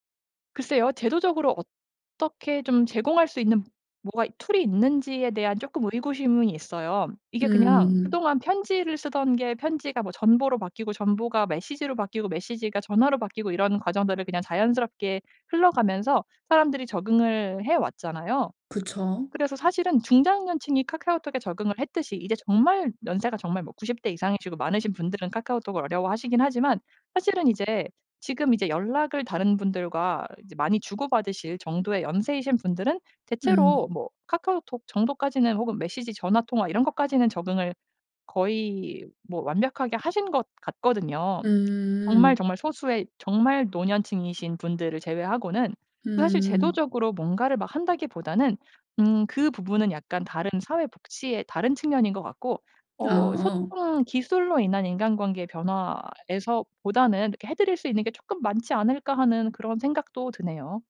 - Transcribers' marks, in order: tapping
- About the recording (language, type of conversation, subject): Korean, podcast, 기술의 발달로 인간관계가 어떻게 달라졌나요?